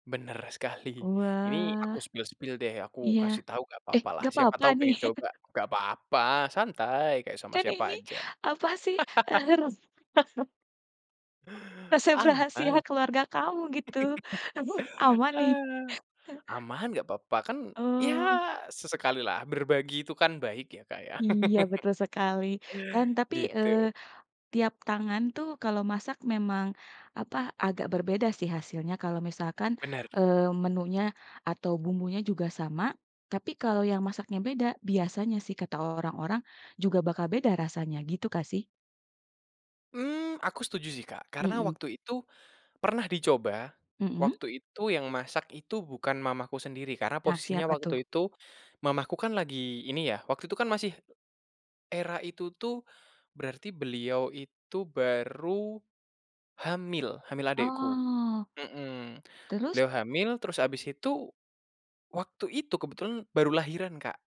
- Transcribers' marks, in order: in English: "spill-spill"; chuckle; other background noise; laugh; chuckle; laughing while speaking: "resep rahasia keluarga kamu, gitu. Emang nih?"; laugh; laughing while speaking: "Ah"; chuckle; laugh
- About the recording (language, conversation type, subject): Indonesian, podcast, Ceritakan makanan rumahan yang selalu bikin kamu nyaman, kenapa begitu?